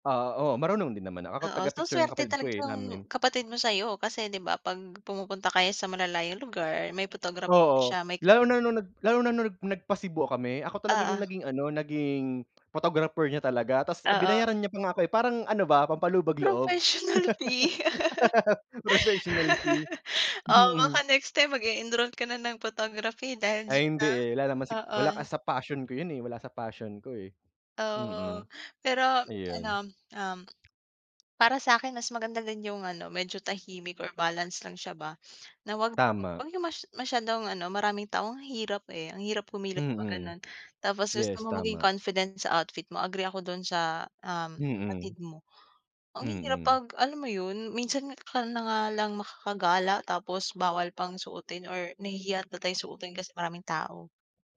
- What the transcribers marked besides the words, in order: laugh
- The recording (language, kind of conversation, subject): Filipino, unstructured, Anong uri ng lugar ang gusto mong puntahan kapag nagbabakasyon?